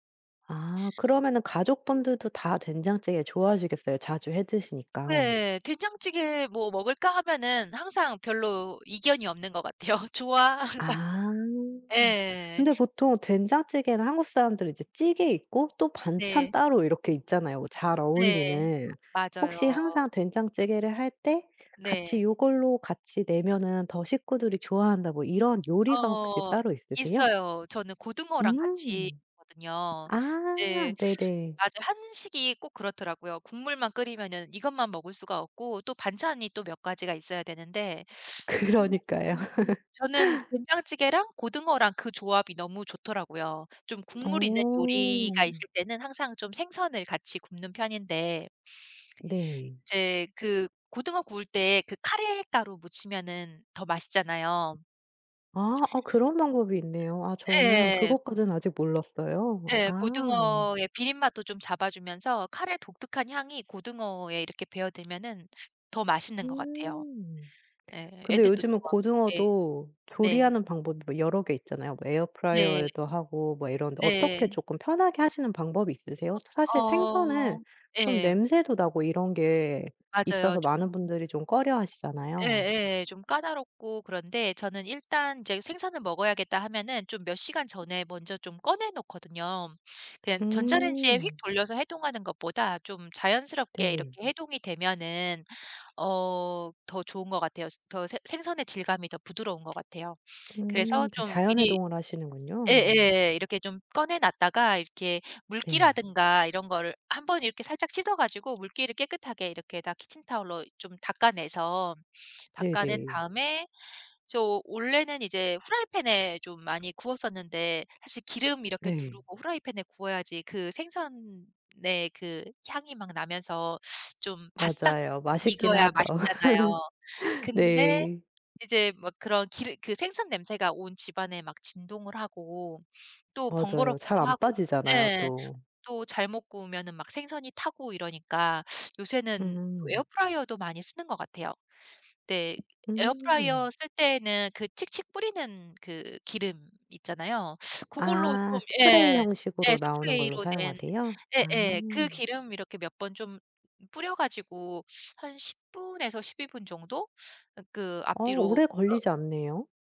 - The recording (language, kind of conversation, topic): Korean, podcast, 가장 좋아하는 집밥은 무엇인가요?
- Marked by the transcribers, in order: laughing while speaking: "같아요"; tapping; laughing while speaking: "항상"; other background noise; laughing while speaking: "그러니까요"; laugh; lip smack; laugh